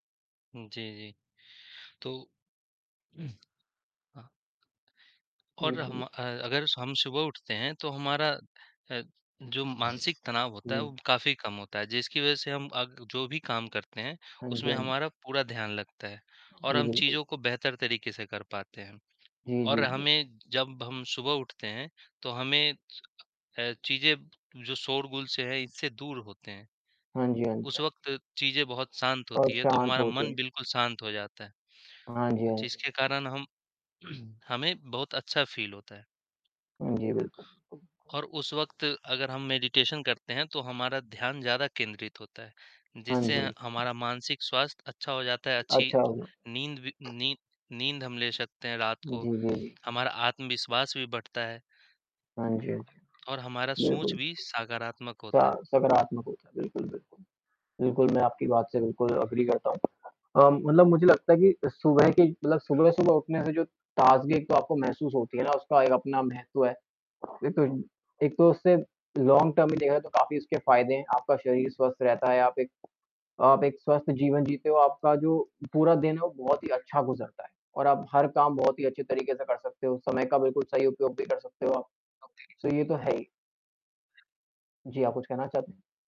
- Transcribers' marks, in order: other noise; static; other background noise; distorted speech; tapping; throat clearing; in English: "फ़ील"; in English: "मेडिटेशन"; tsk; in English: "एग्री"; in English: "लॉन्ग टर्म"
- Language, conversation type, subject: Hindi, unstructured, आप सुबह जल्दी उठना पसंद करते हैं या देर तक सोना?